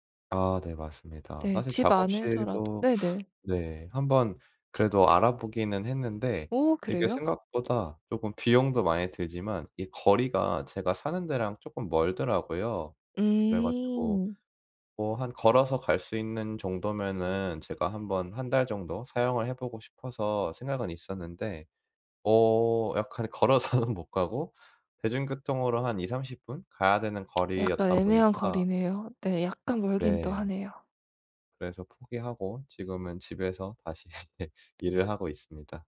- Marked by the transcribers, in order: other background noise; teeth sucking; laughing while speaking: "걸어서는"; lip smack; tapping; laughing while speaking: "다시"
- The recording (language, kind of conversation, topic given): Korean, advice, 집에서 어떻게 하면 더 편안하게 쉬고 제대로 휴식할 수 있을까요?